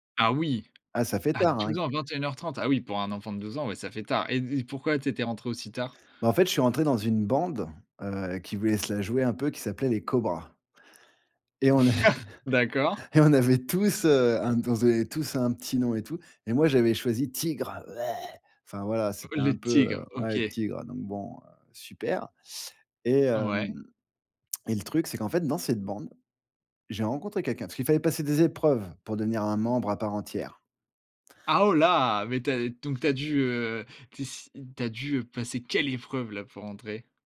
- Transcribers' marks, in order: tapping; chuckle; laughing while speaking: "avait et on avait tous"; chuckle; other noise; anticipating: "Ah oh là"; stressed: "quelle"
- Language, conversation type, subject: French, podcast, Comment as-tu trouvé ta tribu pour la première fois ?